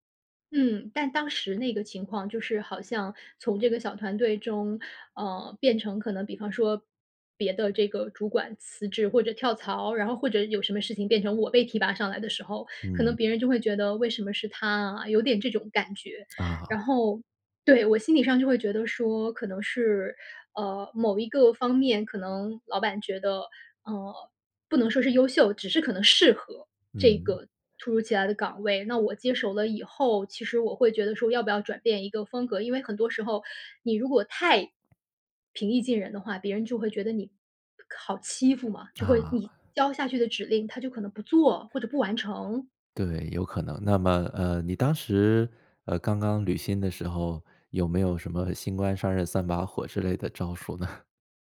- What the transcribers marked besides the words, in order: other background noise; "好欺负" said as "考欺负"; laughing while speaking: "呢？"
- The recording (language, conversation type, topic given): Chinese, podcast, 受伤后你如何处理心理上的挫败感？